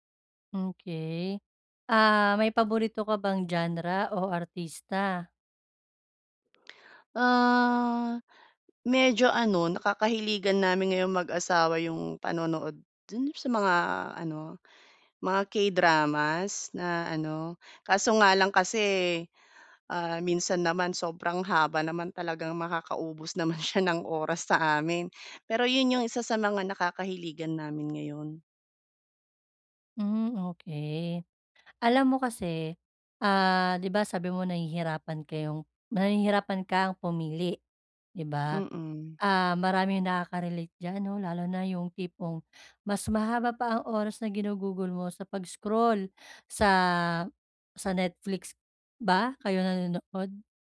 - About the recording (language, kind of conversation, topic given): Filipino, advice, Paano ako pipili ng palabas kapag napakarami ng pagpipilian?
- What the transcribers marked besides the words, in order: drawn out: "Ah"; laughing while speaking: "naman"; tapping